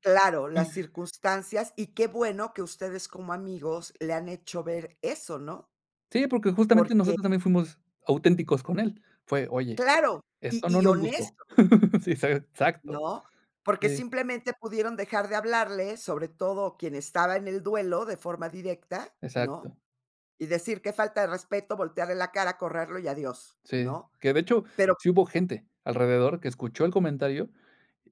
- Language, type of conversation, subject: Spanish, podcast, ¿Qué significa para ti ser auténtico al crear?
- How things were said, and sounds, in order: laugh